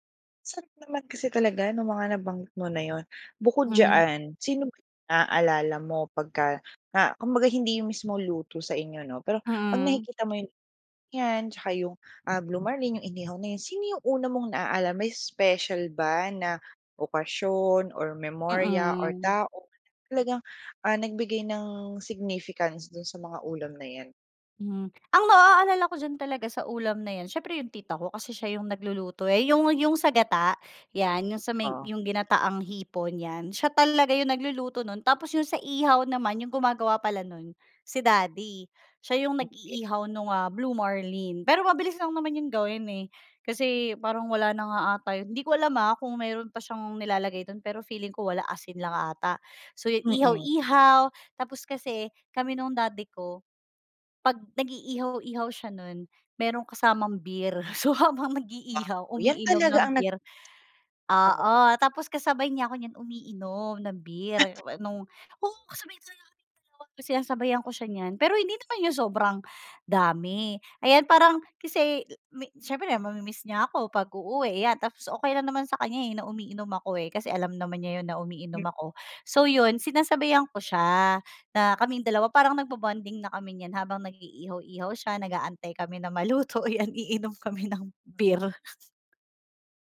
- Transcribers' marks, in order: laughing while speaking: "beer. So habang"; other background noise; laughing while speaking: "maluto iyan iinom kami ng beer"
- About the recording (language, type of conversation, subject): Filipino, podcast, Ano ang kuwento sa likod ng paborito mong ulam sa pamilya?